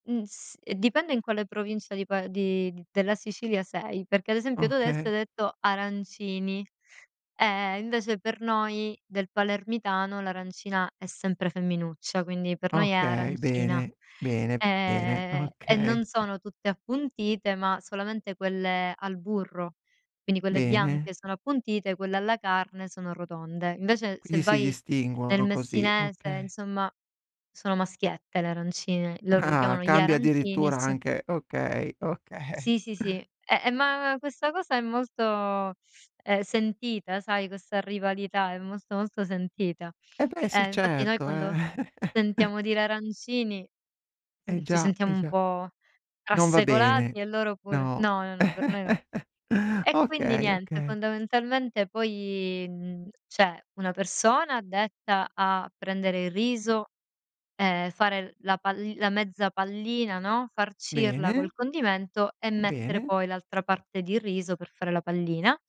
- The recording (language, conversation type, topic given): Italian, podcast, C’è un piatto di famiglia che ogni anno dovete preparare?
- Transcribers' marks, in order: tapping; other background noise; drawn out: "ehm"; laughing while speaking: "okay"; chuckle; "trasecolati" said as "trassecolati"; chuckle